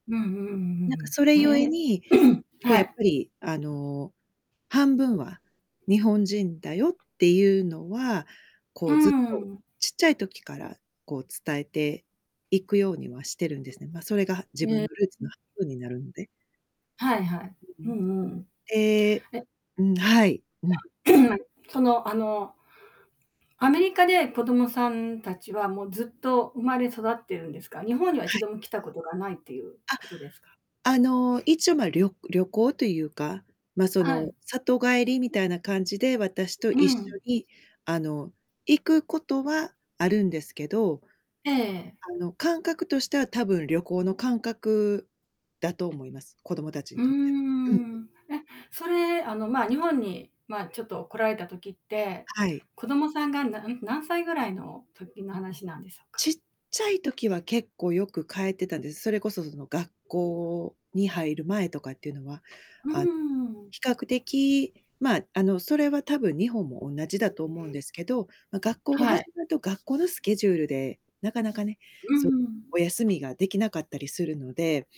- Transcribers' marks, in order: static; throat clearing; unintelligible speech; distorted speech; throat clearing; tapping; other background noise; unintelligible speech; unintelligible speech
- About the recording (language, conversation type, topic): Japanese, podcast, 子どもに自分のルーツをどのように伝えればよいですか？